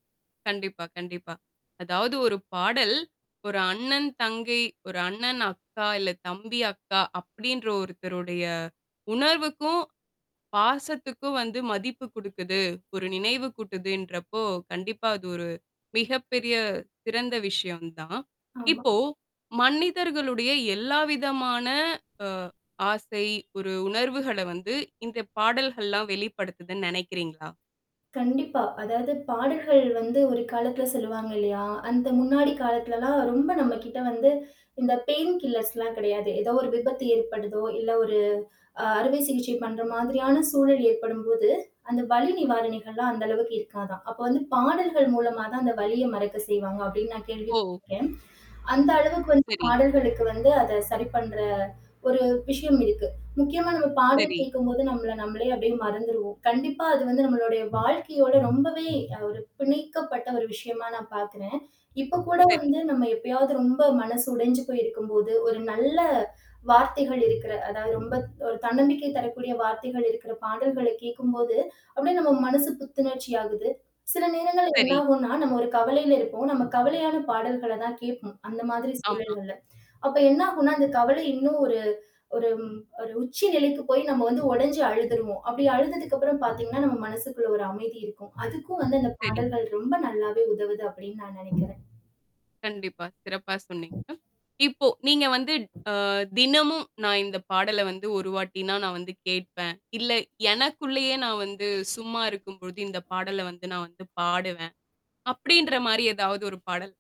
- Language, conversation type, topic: Tamil, podcast, பழைய பாடல்களை கேட்டாலே நினைவுகள் வந்துவிடுமா, அது எப்படி நடக்கிறது?
- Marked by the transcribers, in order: in English: "பெயின் கில்லர்ஸ்"; distorted speech; other noise